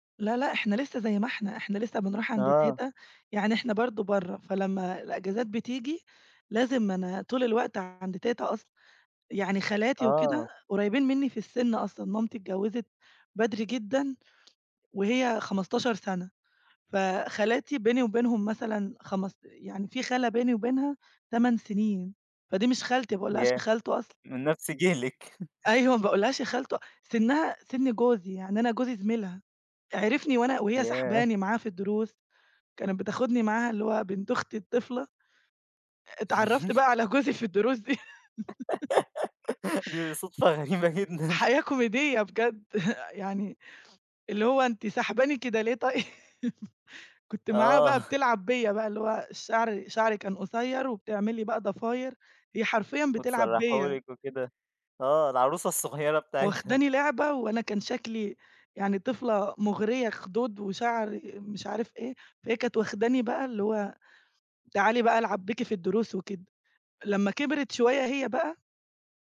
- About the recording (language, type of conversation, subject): Arabic, podcast, إيه ذكريات الطفولة المرتبطة بالأكل اللي لسه فاكراها؟
- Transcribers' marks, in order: laughing while speaking: "أيوه"; chuckle; chuckle; giggle; laugh; other background noise; laugh; chuckle